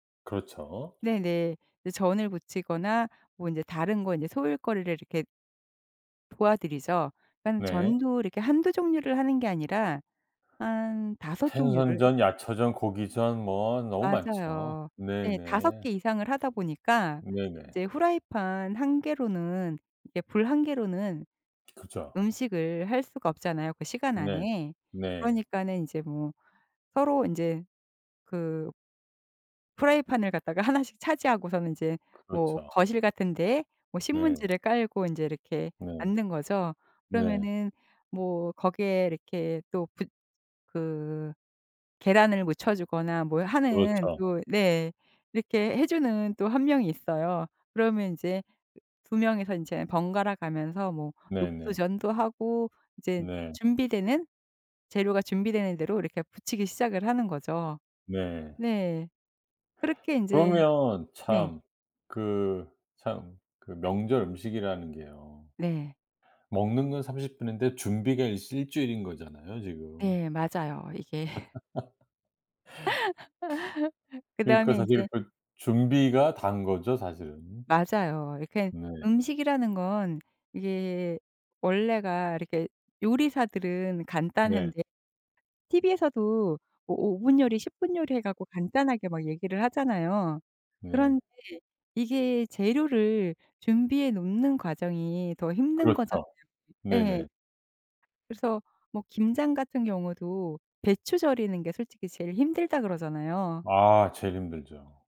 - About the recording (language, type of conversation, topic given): Korean, podcast, 명절 음식 준비는 보통 어떻게 나눠서 하시나요?
- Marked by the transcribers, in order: tapping; other background noise; laughing while speaking: "이게"; laugh